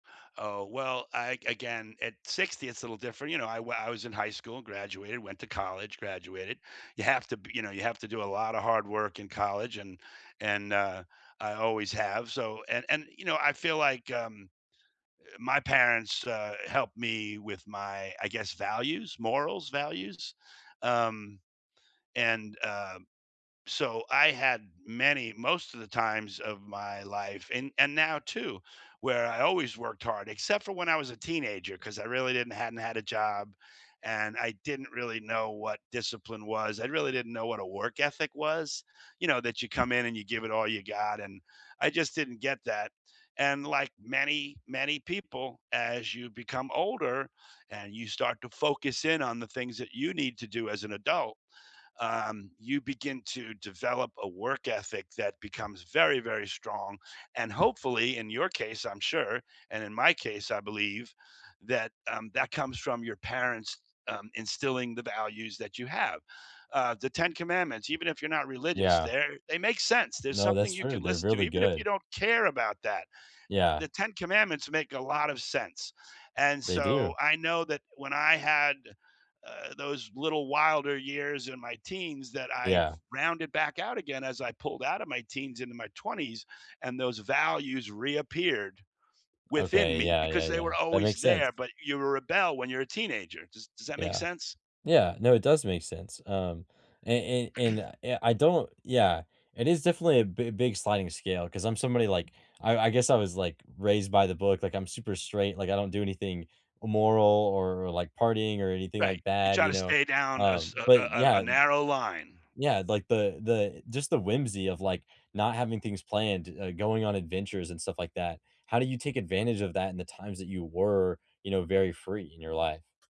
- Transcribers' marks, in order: other background noise; tapping; throat clearing
- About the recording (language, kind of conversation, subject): English, unstructured, What small daily rituals keep you grounded, and how did they become meaningful to you?
- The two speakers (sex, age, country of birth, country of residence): male, 18-19, United States, United States; male, 60-64, United States, United States